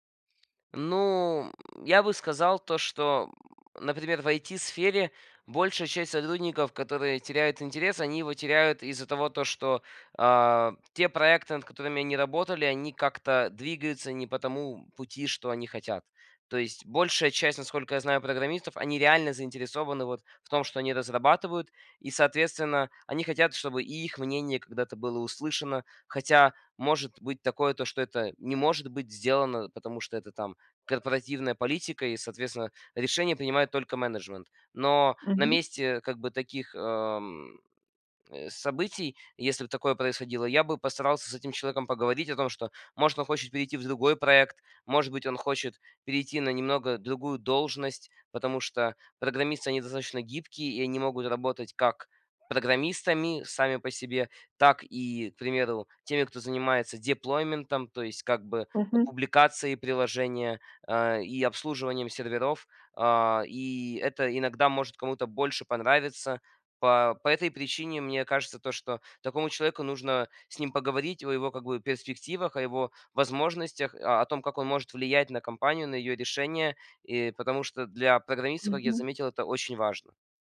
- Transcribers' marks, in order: tapping; in English: "деплойментом"
- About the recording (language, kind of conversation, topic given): Russian, podcast, Как не потерять интерес к работе со временем?